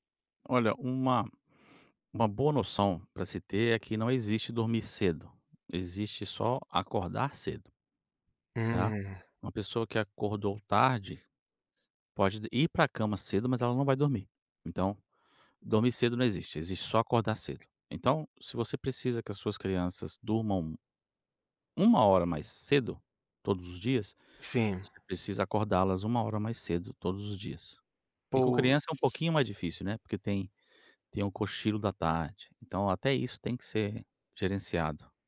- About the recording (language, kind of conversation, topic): Portuguese, advice, Como posso manter um horário de sono regular?
- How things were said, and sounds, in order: tapping